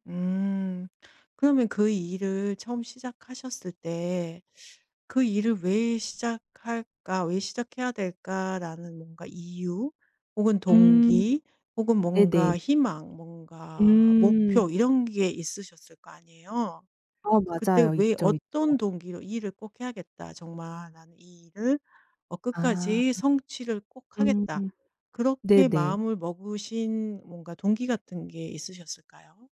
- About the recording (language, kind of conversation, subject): Korean, advice, 노력에 대한 보상이 없어서 동기를 유지하기 힘들 때 어떻게 해야 하나요?
- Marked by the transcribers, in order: none